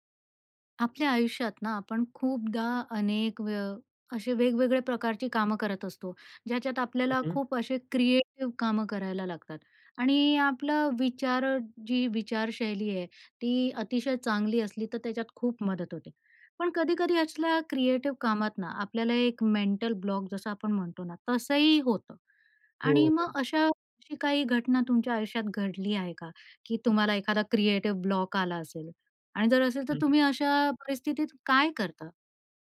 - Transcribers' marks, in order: in English: "क्रिएटिव"; in English: "क्रिएटिव"; in English: "मेंटल ब्लॉक"; in English: "क्रिएटिव ब्लॉक"
- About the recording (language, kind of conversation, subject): Marathi, podcast, सर्जनशीलतेचा अडथळा आला तर पुढे तुम्ही काय करता?